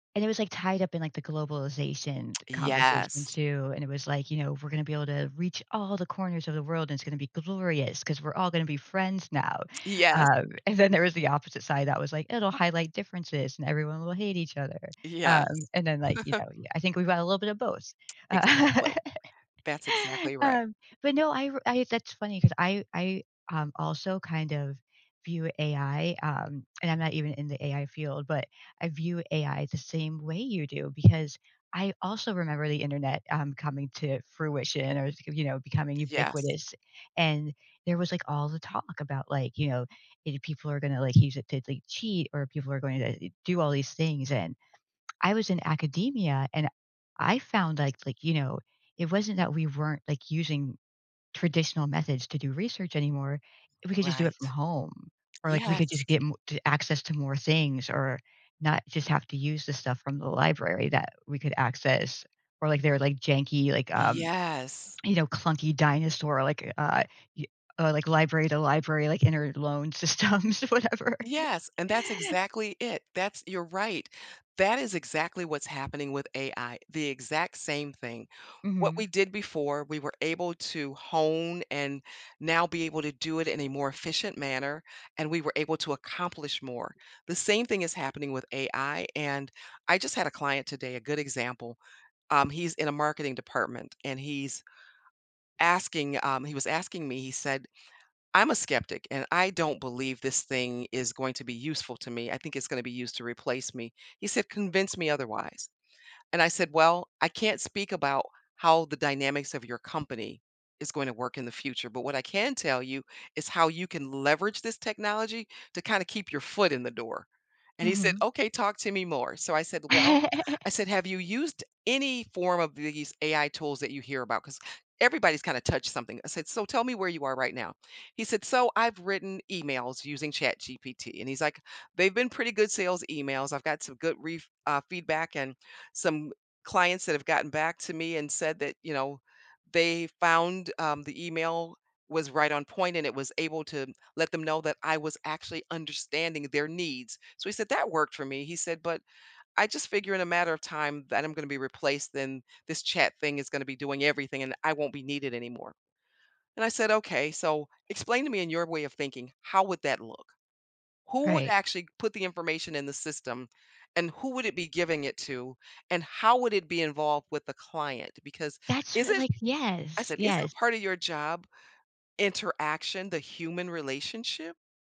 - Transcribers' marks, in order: tsk; tsk; tsk; chuckle; other background noise; tapping; laugh; laughing while speaking: "systems, whatever"; laugh
- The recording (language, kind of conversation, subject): English, podcast, How do workplace challenges shape your professional growth and outlook?
- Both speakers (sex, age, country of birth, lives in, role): female, 45-49, United States, United States, host; female, 60-64, United States, United States, guest